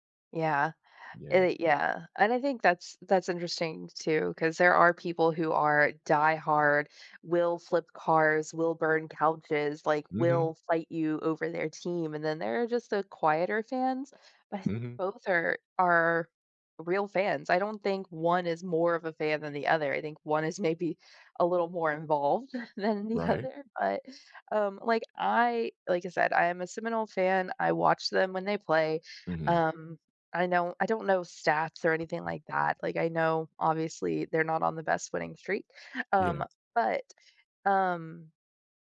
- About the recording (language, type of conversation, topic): English, unstructured, Which small game-day habits should I look for to spot real fans?
- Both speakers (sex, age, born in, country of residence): female, 35-39, Germany, United States; male, 40-44, United States, United States
- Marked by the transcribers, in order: laughing while speaking: "than the other"; other background noise